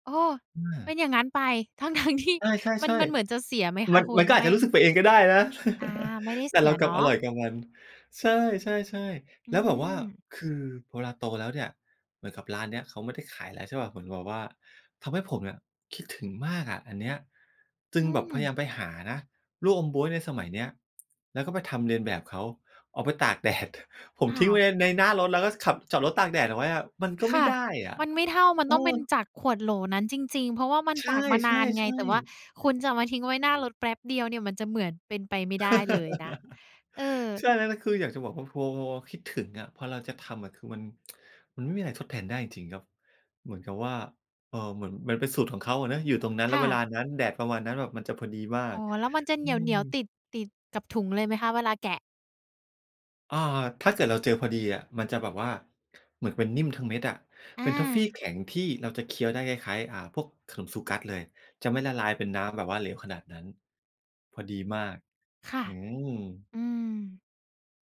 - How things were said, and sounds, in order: other background noise; chuckle; tapping; chuckle; tsk
- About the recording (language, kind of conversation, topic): Thai, podcast, ขนมแบบไหนที่พอได้กลิ่นหรือได้ชิมแล้วทำให้คุณนึกถึงตอนเป็นเด็ก?